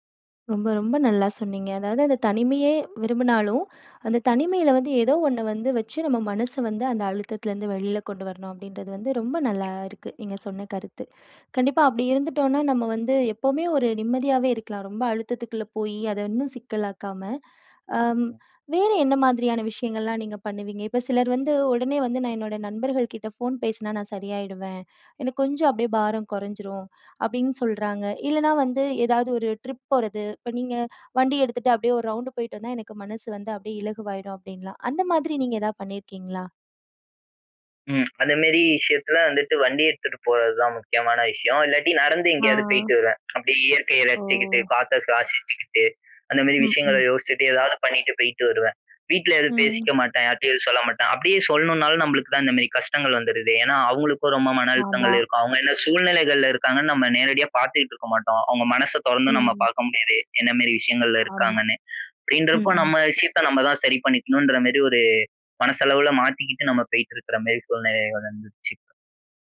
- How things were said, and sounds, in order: other background noise; in English: "ட்ரிப்"; drawn out: "ஓ!"
- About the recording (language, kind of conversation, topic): Tamil, podcast, மனஅழுத்தத்தை நீங்கள் எப்படித் தணிக்கிறீர்கள்?